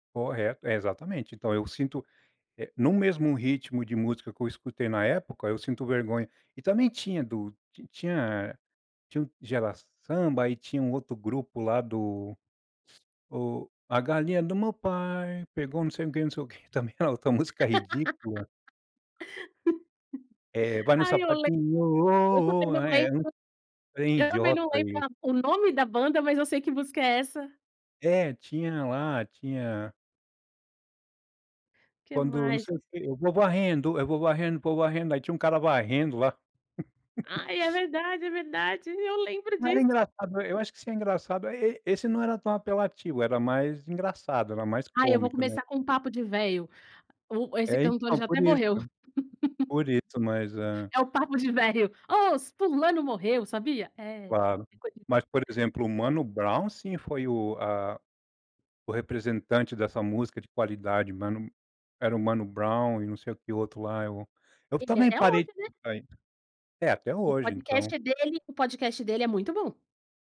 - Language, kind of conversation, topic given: Portuguese, podcast, Você já teve vergonha do que costumava ouvir?
- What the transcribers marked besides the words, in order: tapping; other background noise; singing: "A galinha do meu pai … sei o quê"; laugh; singing: "vai no sapatinho ô, ô"; singing: "eu vou varrendo, eu vou varrendo, vou varrendo"; joyful: "Ai, é verdade. É verdade. Eu lembro disso"; laugh; laugh; chuckle